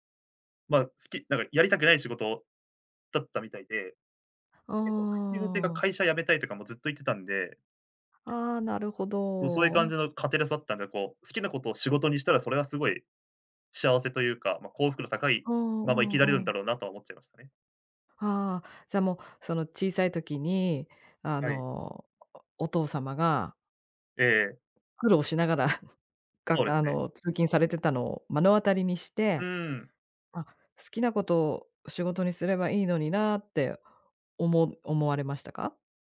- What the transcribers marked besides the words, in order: tapping; other background noise; chuckle
- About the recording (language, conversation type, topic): Japanese, podcast, 好きなことを仕事にすべきだと思いますか？